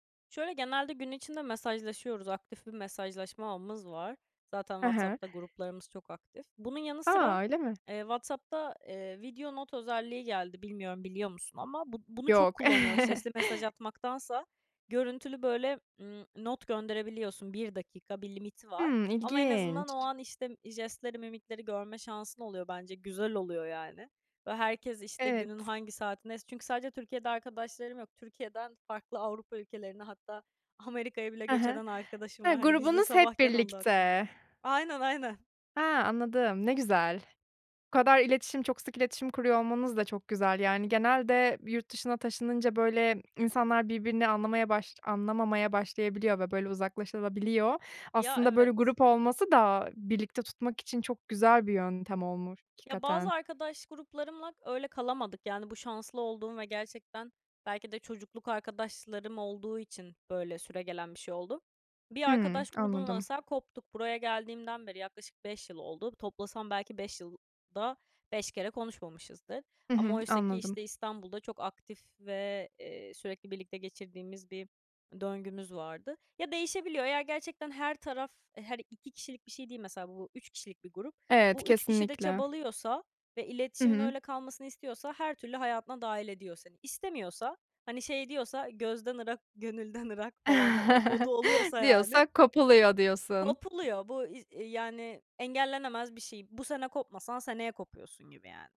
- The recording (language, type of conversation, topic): Turkish, podcast, Yüz yüze sohbetlerin çevrimiçi sohbetlere göre avantajları nelerdir?
- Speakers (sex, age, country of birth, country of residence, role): female, 20-24, Turkey, France, guest; female, 30-34, Turkey, Germany, host
- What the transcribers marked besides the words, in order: other background noise; chuckle; other noise; laughing while speaking: "ırak falan"; chuckle